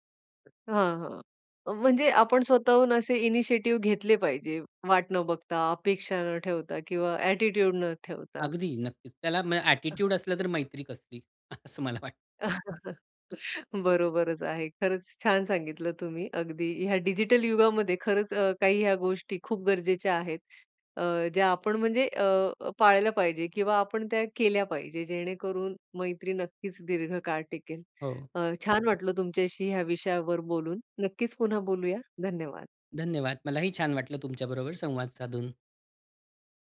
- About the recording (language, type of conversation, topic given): Marathi, podcast, डिजिटल युगात मैत्री दीर्घकाळ टिकवण्यासाठी काय करावे?
- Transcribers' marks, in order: in English: "इनिशिएटिव"; in English: "ॲटिट्यूड"; in English: "ॲटिट्यूड"; other background noise; laughing while speaking: "असं मला वाटतं"; chuckle